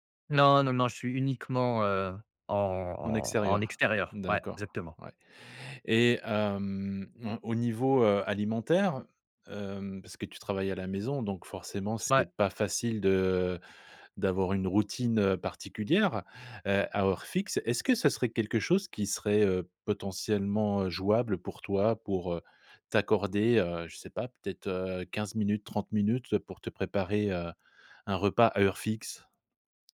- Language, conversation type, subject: French, advice, Comment gérez-vous les moments où vous perdez le contrôle de votre alimentation en période de stress ou d’ennui ?
- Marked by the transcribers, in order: other background noise